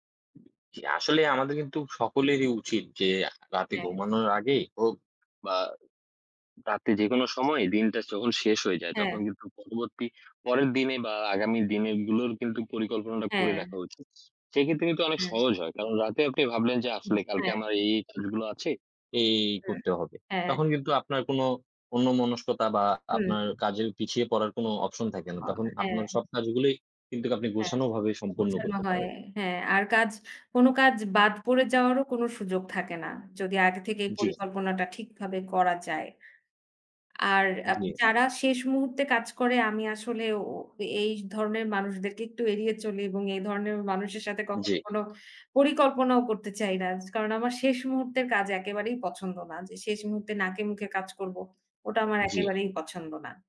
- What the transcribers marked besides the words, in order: other background noise; tapping
- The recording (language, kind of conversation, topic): Bengali, unstructured, আপনি কীভাবে নিজের সময় ভালোভাবে পরিচালনা করেন?